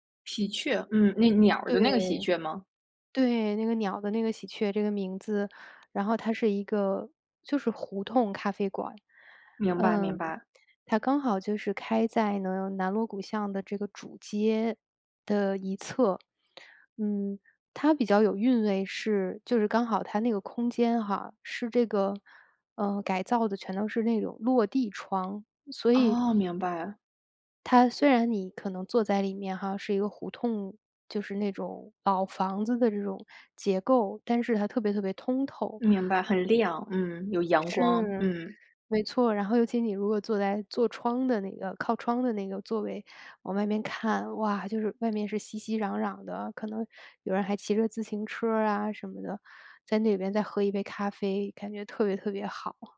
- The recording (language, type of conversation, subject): Chinese, podcast, 说说一次你意外发现美好角落的经历？
- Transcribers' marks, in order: other background noise